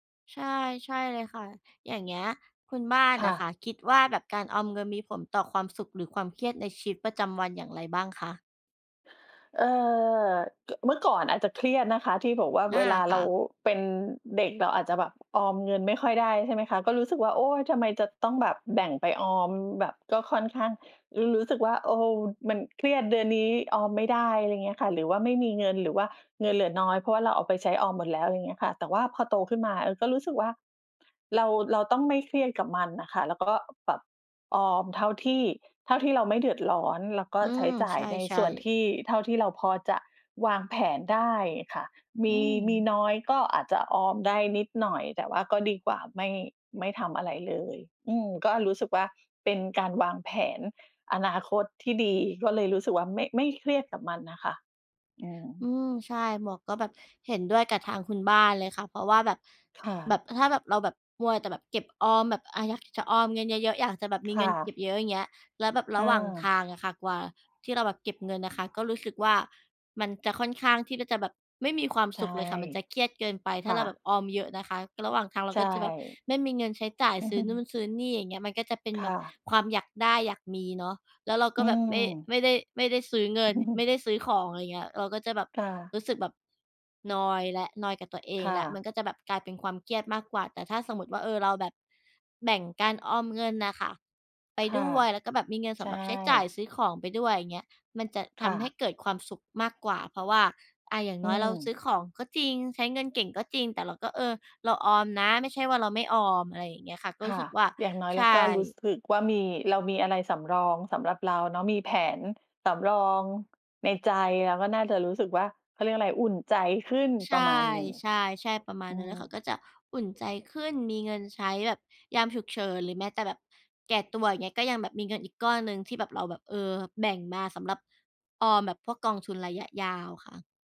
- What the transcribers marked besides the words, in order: tapping; chuckle; chuckle
- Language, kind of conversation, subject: Thai, unstructured, คุณคิดว่าการออมเงินสำคัญแค่ไหนในชีวิตประจำวัน?